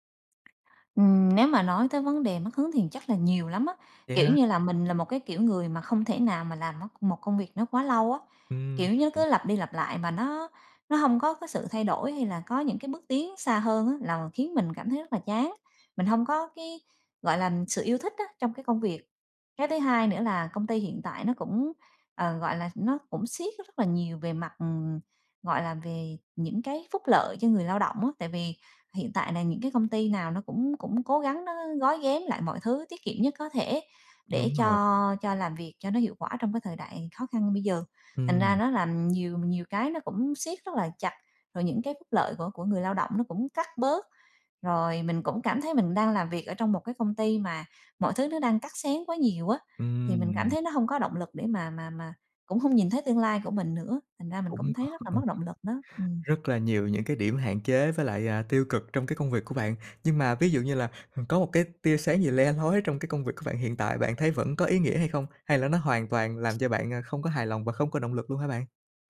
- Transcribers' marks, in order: tapping; other noise; other background noise; laughing while speaking: "còn"; laughing while speaking: "lói"
- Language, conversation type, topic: Vietnamese, advice, Mình muốn nghỉ việc nhưng lo lắng về tài chính và tương lai, mình nên làm gì?